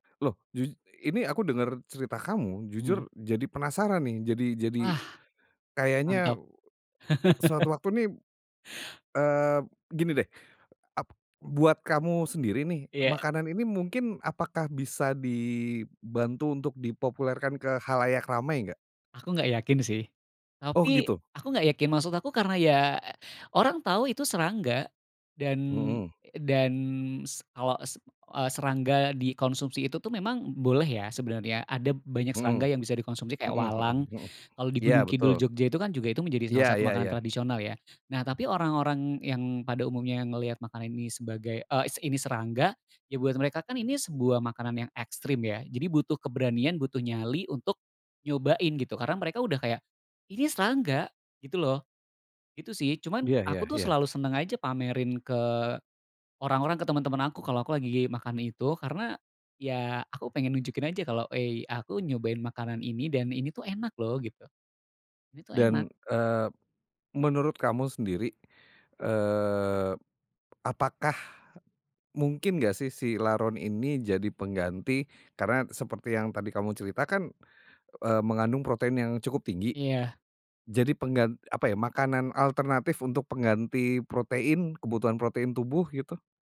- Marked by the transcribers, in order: laugh
- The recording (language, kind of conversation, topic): Indonesian, podcast, Makanan tradisional apa yang selalu bikin kamu kangen?